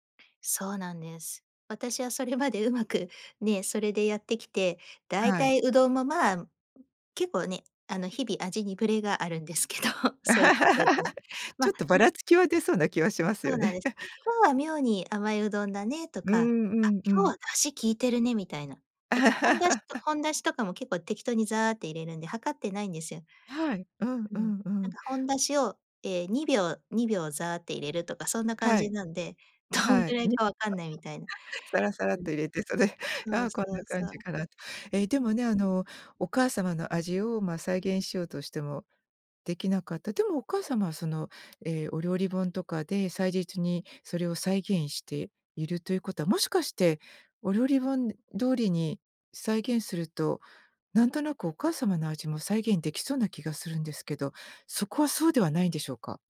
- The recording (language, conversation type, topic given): Japanese, podcast, 母の味と自分の料理は、どう違いますか？
- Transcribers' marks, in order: laugh; chuckle; laugh; unintelligible speech